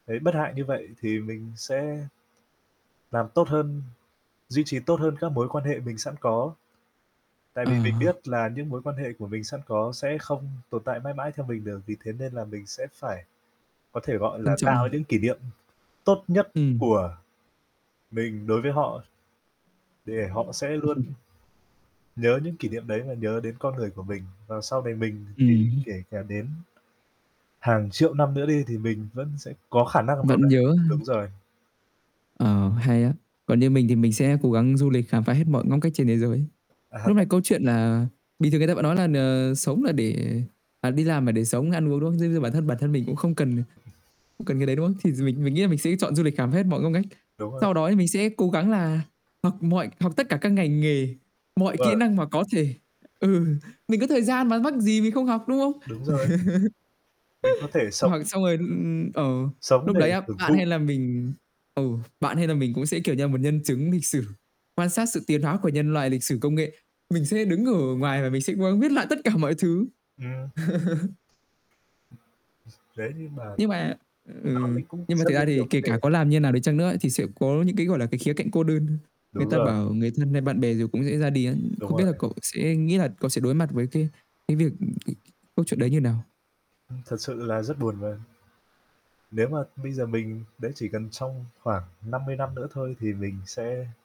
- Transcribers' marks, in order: static; tapping; other background noise; chuckle; distorted speech; laughing while speaking: "ừ"; laugh; laugh; unintelligible speech; unintelligible speech
- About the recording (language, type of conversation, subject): Vietnamese, unstructured, Nếu có thể sống mãi mãi, bạn sẽ làm gì để cuộc sống luôn thú vị và có ý nghĩa?